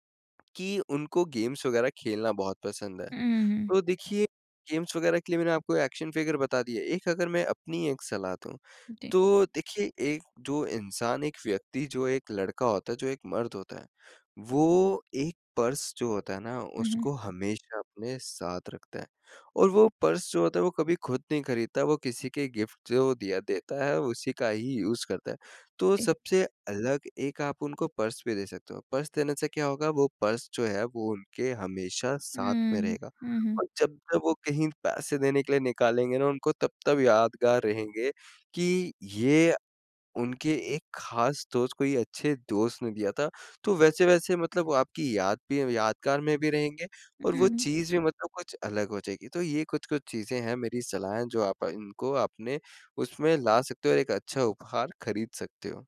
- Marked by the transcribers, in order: in English: "गेम्स"; in English: "गेम्स"; in English: "एक्शन फ़िगर"; in English: "पर्स"; in English: "पर्स"; in English: "गिफ्ट"; in English: "यूज़"; in English: "पर्स"; in English: "पर्स"; in English: "पर्स"
- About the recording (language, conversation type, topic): Hindi, advice, मैं किसी के लिए उपयुक्त और खास उपहार कैसे चुनूँ?
- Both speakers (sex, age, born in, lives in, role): female, 25-29, India, India, user; male, 20-24, India, India, advisor